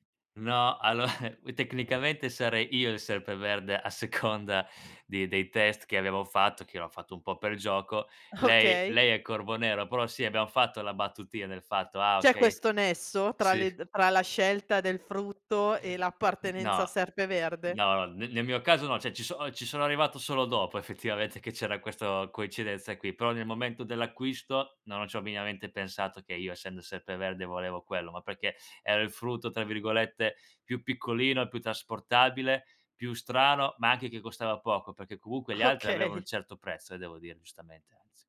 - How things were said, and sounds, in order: other background noise; laughing while speaking: "allo alloa"; "eh" said as "alloa"; laughing while speaking: "seconda"; laughing while speaking: "Okay"; "cioè" said as "ceh"; "minimamente" said as "miniamente"; laughing while speaking: "Okay"
- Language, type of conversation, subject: Italian, podcast, Qual è stato il cibo più curioso che hai provato durante un viaggio?